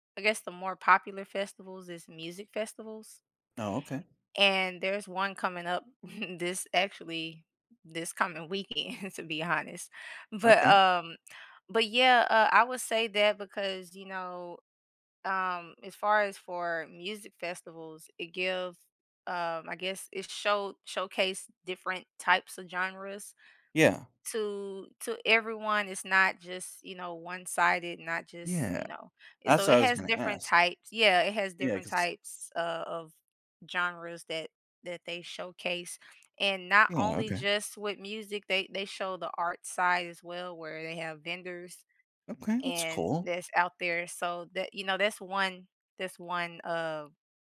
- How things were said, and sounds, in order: chuckle; laughing while speaking: "weekend"; other background noise; tapping
- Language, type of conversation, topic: English, unstructured, In what ways do community events help people connect and build relationships?
- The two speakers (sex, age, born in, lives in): female, 35-39, United States, United States; male, 35-39, United States, United States